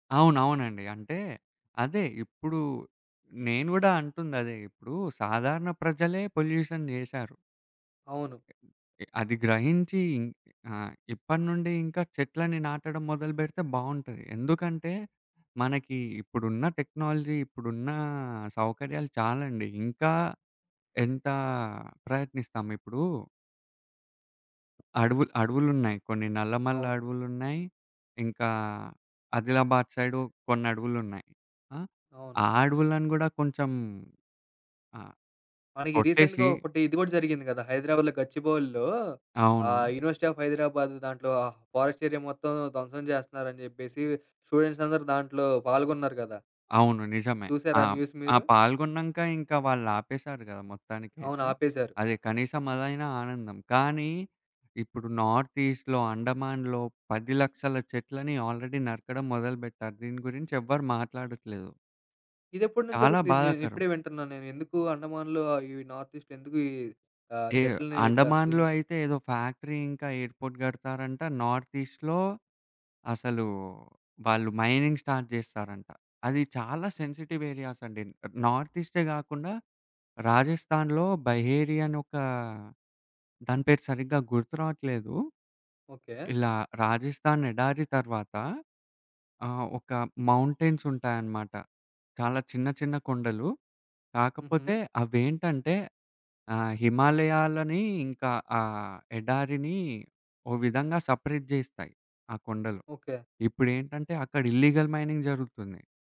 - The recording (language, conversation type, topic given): Telugu, podcast, చెట్లను పెంపొందించడంలో సాధారణ ప్రజలు ఎలా సహాయం చేయగలరు?
- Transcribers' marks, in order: in English: "పొల్యూషన్"; in English: "టెక్నాలజీ"; other background noise; in English: "రీసెంట్‌గా"; in English: "ఫారెస్ట్ ఏరియా"; in English: "స్టూడెంట్స్"; in English: "న్యూస్"; in English: "నార్త్ ఈస్ట్‌లో"; in English: "ఆల్రెడీ"; tapping; in English: "నార్త్ ఈస్ట్‌లో"; in English: "ఫ్యాక్టరీ"; in English: "ఎయిర్‌పోర్ట్"; in English: "నార్త్ ఈస్ట్‌లో"; in English: "మైనింగ్ స్టార్ట్"; in English: "సెన్సిటివ్ ఏరియాస్"; in English: "మౌంటెన్స్"; in English: "సపరేట్"; in English: "ఇల్లీగల్ మైనింగ్"